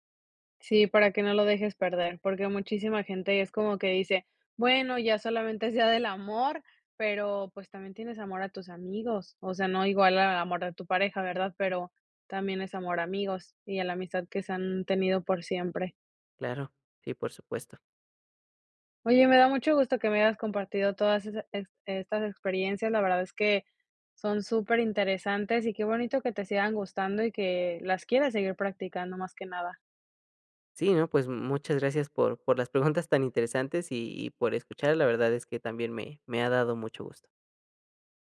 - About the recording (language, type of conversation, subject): Spanish, podcast, ¿Has cambiado alguna tradición familiar con el tiempo? ¿Cómo y por qué?
- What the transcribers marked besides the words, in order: none